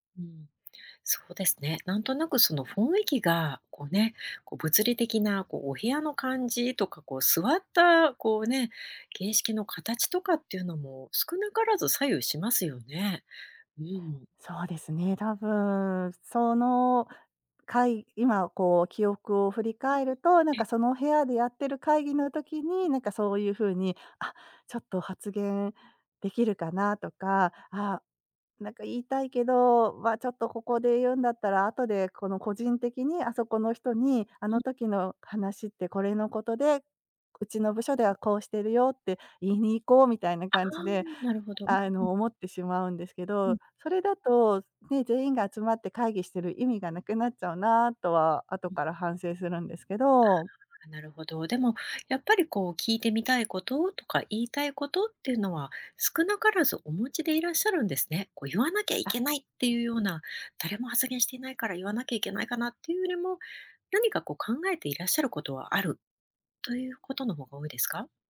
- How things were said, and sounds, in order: other background noise
- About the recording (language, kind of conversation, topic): Japanese, advice, 会議で発言するのが怖くて黙ってしまうのはなぜですか？
- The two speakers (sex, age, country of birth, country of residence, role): female, 50-54, Japan, France, advisor; female, 50-54, Japan, United States, user